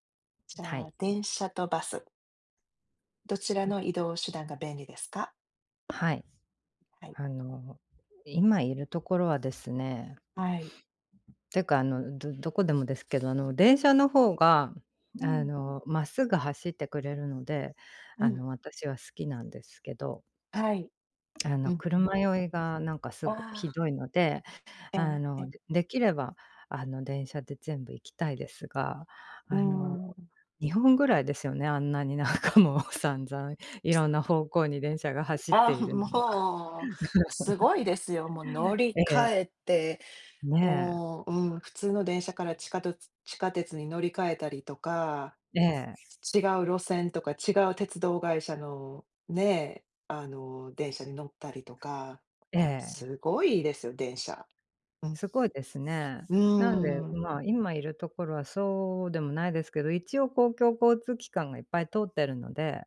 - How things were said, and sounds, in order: other background noise; tapping; laughing while speaking: "なんかもう散々"; chuckle; "地下鉄" said as "ちかとつ"
- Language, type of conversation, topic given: Japanese, unstructured, 電車とバスでは、どちらの移動手段がより便利ですか？
- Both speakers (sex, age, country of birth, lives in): female, 45-49, Japan, United States; female, 50-54, Japan, United States